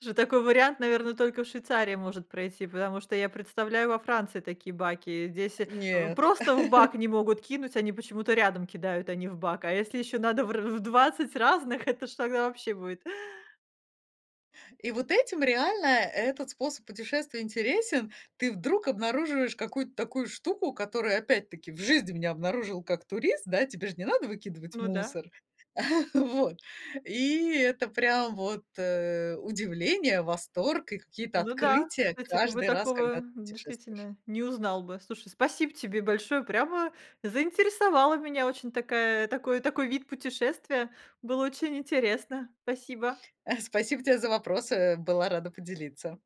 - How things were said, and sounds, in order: laugh; chuckle
- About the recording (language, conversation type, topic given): Russian, podcast, Как ты провёл(провела) день, живя как местный житель, а не как турист?